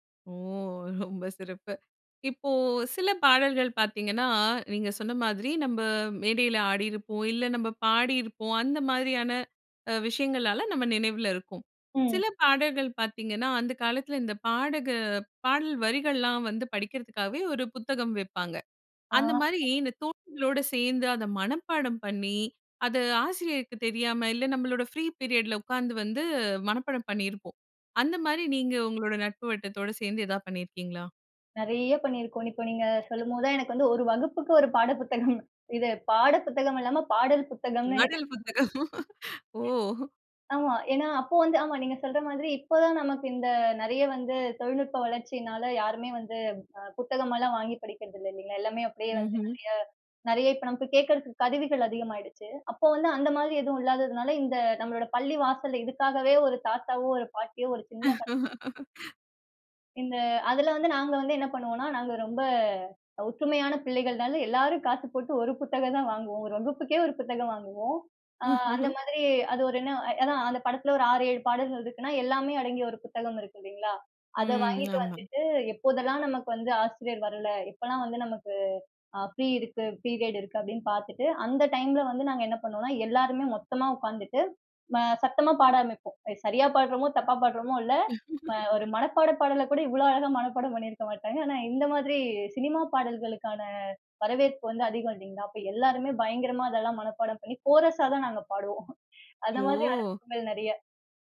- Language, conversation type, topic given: Tamil, podcast, ஒரு பாடல் உங்களுக்கு பள்ளி நாட்களை நினைவுபடுத்துமா?
- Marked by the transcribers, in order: laughing while speaking: "ஓ! ரொம்ப சிறப்பு"; other background noise; in English: "ஃப்ரீ பீரியட்‌ல"; chuckle; laughing while speaking: "நடுல் புத்தகம். ஓ!"; "பாடல்" said as "நடுல்"; unintelligible speech; laugh; unintelligible speech; drawn out: "ரொம்ப"; chuckle; in English: "ஃப்ரீ"; in English: "பீரியட்"; laugh; chuckle